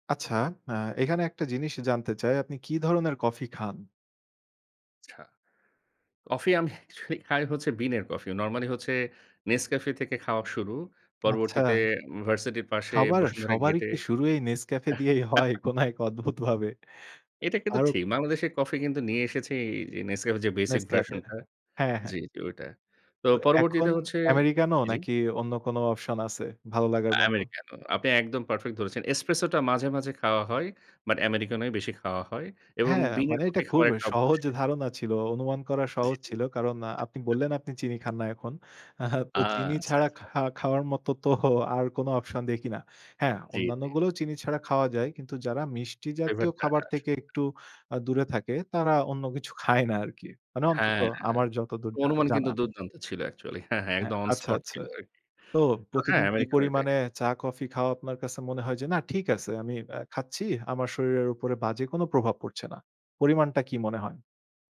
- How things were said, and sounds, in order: "আচ্ছা" said as "চ্ছা"; laughing while speaking: "আমি আসলে খাই হচ্ছে"; laughing while speaking: "দিয়েই হয় কোনো এক অদ্ভুতভাবে?"; chuckle; unintelligible speech; chuckle; in English: "অন স্পট"
- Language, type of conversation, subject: Bengali, podcast, কফি বা চা খাওয়া আপনার এনার্জিতে কী প্রভাব ফেলে?